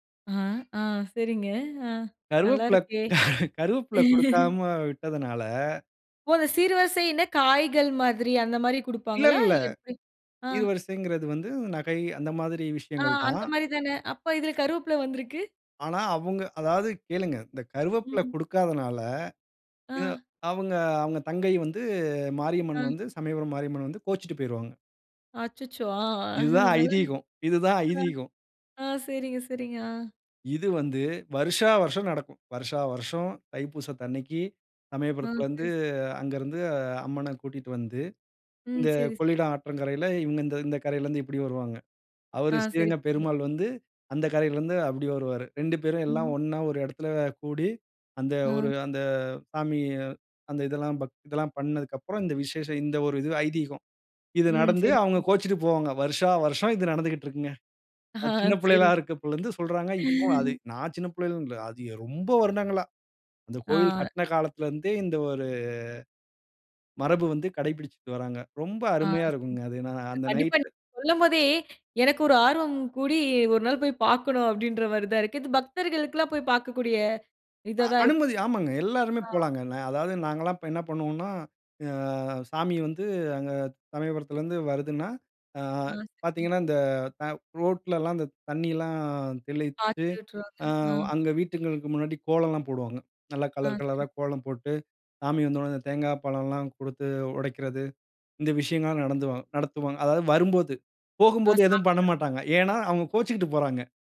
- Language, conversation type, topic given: Tamil, podcast, பண்டிகை நாட்களில் நீங்கள் பின்பற்றும் தனிச்சிறப்பு கொண்ட மரபுகள் என்னென்ன?
- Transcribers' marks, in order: laugh; laughing while speaking: "ஆ நல்லா"; laugh; unintelligible speech